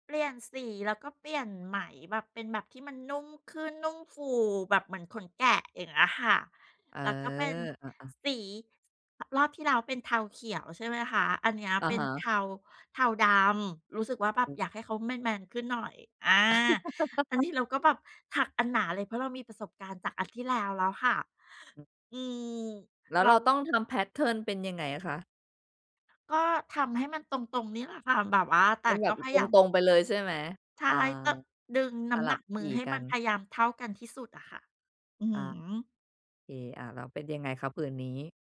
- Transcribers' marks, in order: tapping; laugh; other background noise; in English: "แพตเทิร์น"
- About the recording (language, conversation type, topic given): Thai, podcast, งานฝีมือชิ้นไหนที่คุณทำแล้วภูมิใจที่สุด?